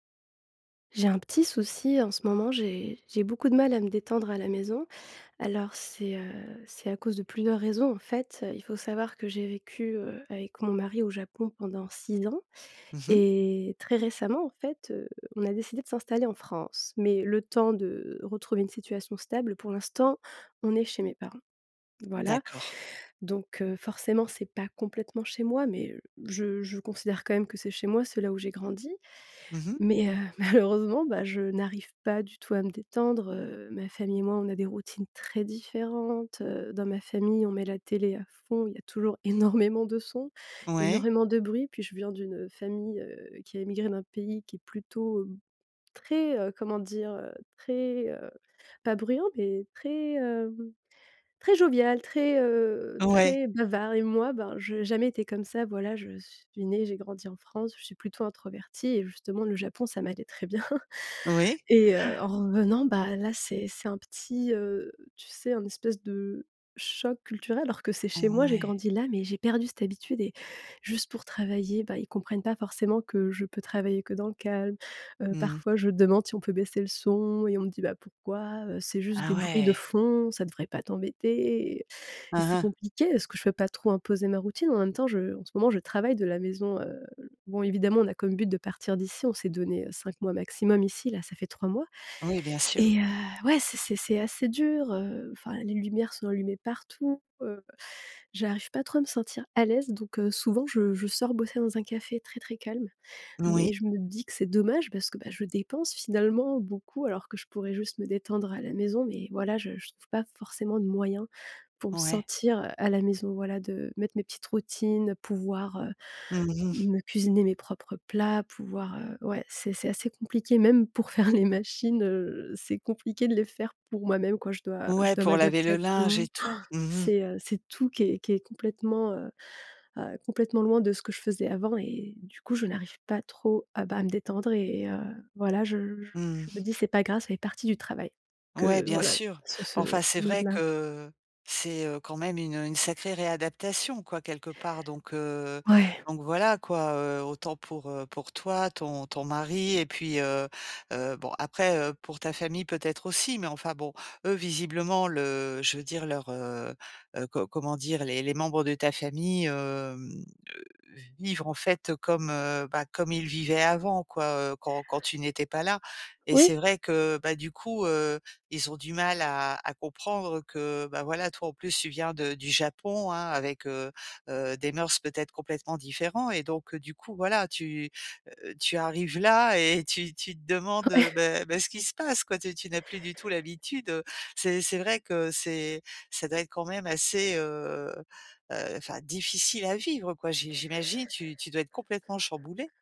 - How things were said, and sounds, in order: laughing while speaking: "malheureusement"; laughing while speaking: "énormément"; laughing while speaking: "bien"; tapping; laughing while speaking: "Ouais"
- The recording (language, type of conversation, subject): French, advice, Comment puis-je me détendre à la maison quand je n’y arrive pas ?